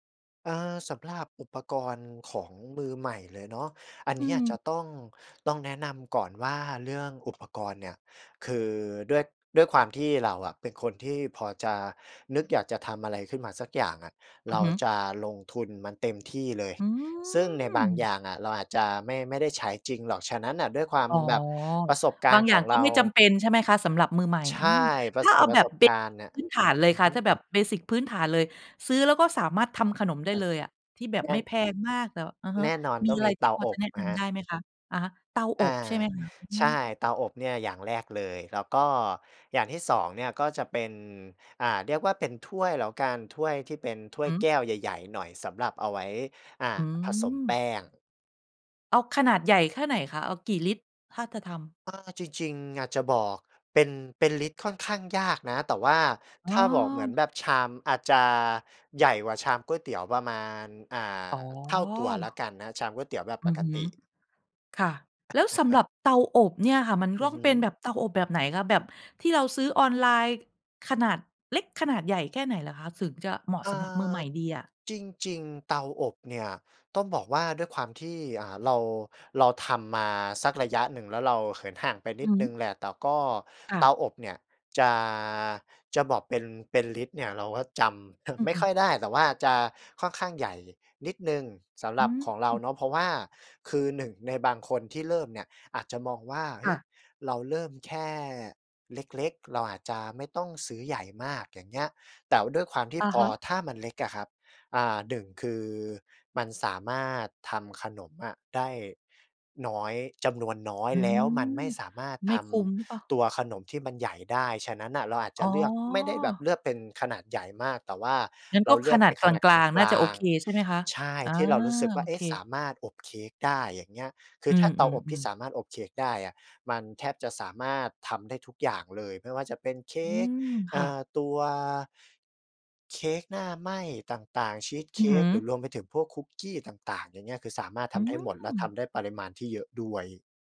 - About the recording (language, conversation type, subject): Thai, podcast, มีเคล็ดลับอะไรบ้างสำหรับคนที่เพิ่งเริ่มต้น?
- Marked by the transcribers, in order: tapping; unintelligible speech; chuckle